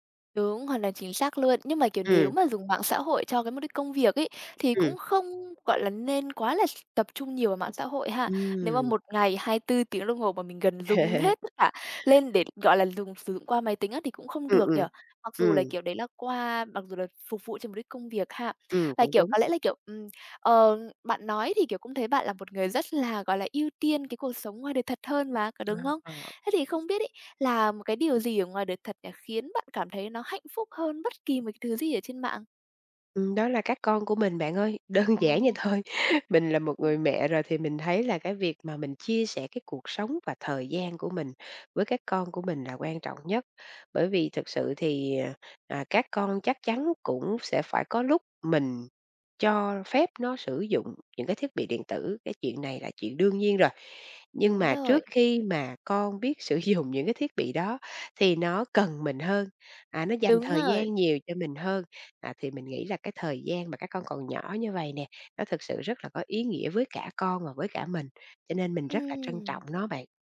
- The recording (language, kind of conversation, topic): Vietnamese, podcast, Bạn cân bằng thời gian dùng mạng xã hội với đời sống thực như thế nào?
- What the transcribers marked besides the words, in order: tapping; laugh; unintelligible speech; laughing while speaking: "đơn giản vậy thôi"